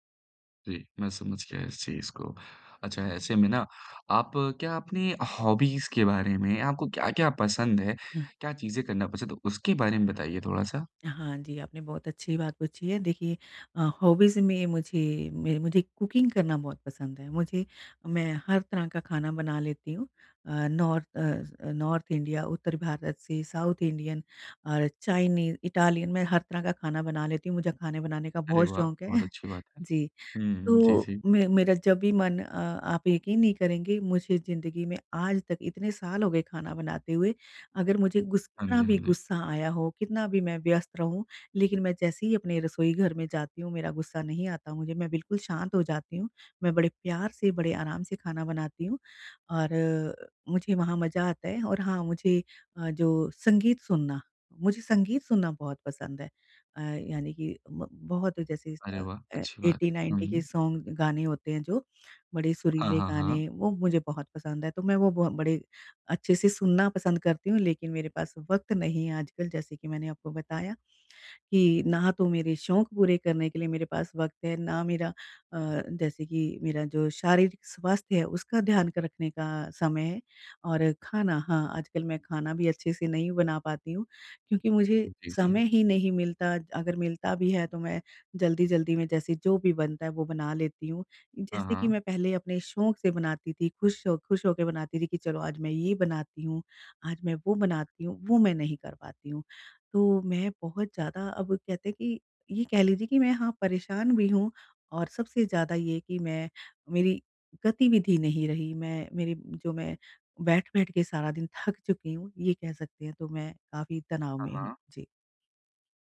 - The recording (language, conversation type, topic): Hindi, advice, मैं लंबे समय तक बैठा रहता हूँ—मैं अपनी रोज़मर्रा की दिनचर्या में गतिविधि कैसे बढ़ाऊँ?
- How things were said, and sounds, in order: in English: "हॉबीज़"; in English: "हॉबीज़"; in English: "कुकिंग"; in English: "नॉर्थ"; in English: "साउथ इंडियन"; in English: "चाइनीज, इटालियन"; chuckle; tapping; in English: "एट्टी नाइन्टी"; in English: "सॉन्ग"